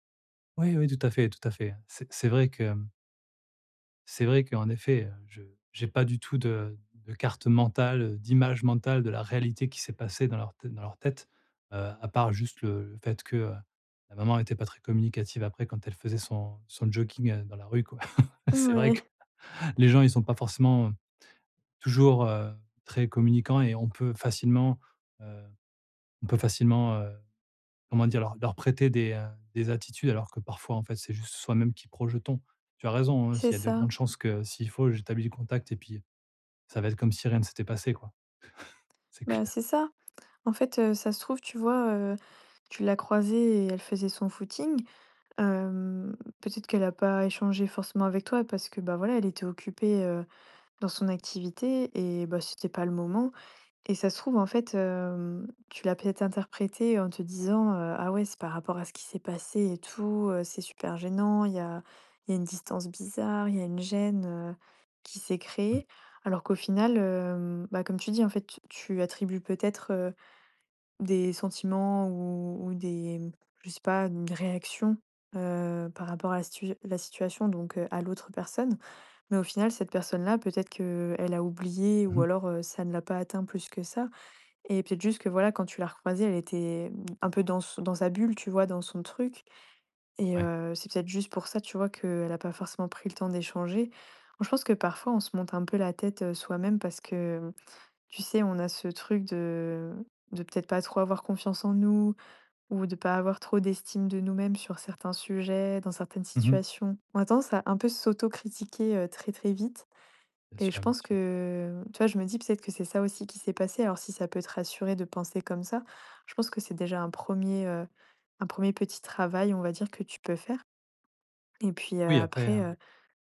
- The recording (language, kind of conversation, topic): French, advice, Se remettre d'une gaffe sociale
- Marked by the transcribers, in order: laughing while speaking: "Mouais"; chuckle; laughing while speaking: "C'est vrai que"; other background noise; stressed: "projetons"; laugh; stressed: "clair"; tapping; drawn out: "que"